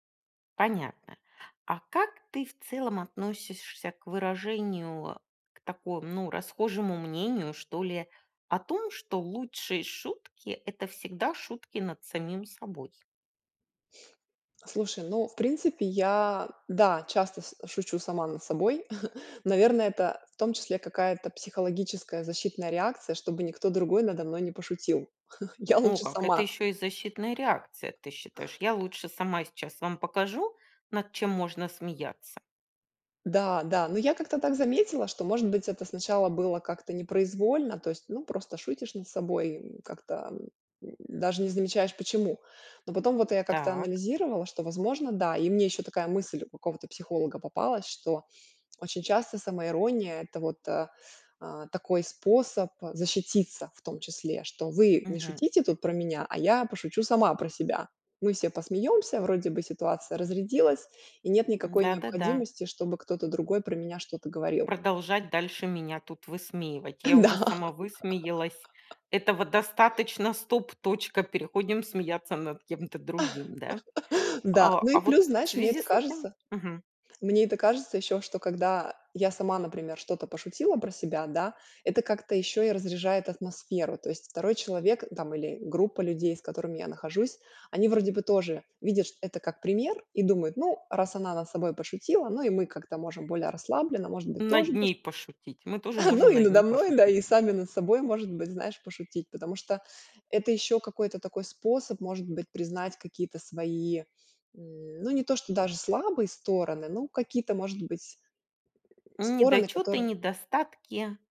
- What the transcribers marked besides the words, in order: chuckle; chuckle; laughing while speaking: "Да"; laugh; laugh; chuckle; grunt
- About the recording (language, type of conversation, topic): Russian, podcast, Как вы используете юмор в разговорах?